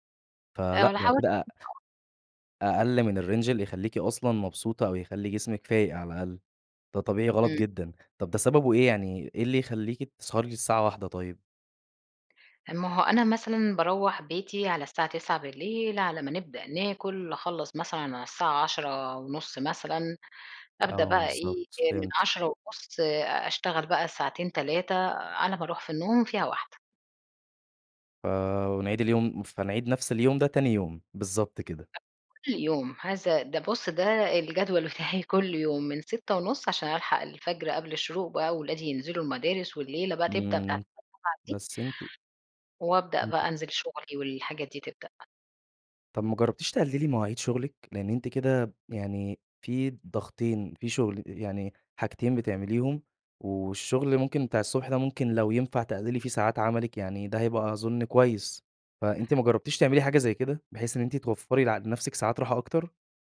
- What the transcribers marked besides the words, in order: unintelligible speech; in English: "الrange"; tapping; unintelligible speech; laughing while speaking: "الجدول بتاعي"; unintelligible speech
- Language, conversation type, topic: Arabic, advice, إزاي بتوصف إحساسك بالإرهاق والاحتراق الوظيفي بسبب ساعات الشغل الطويلة وضغط المهام؟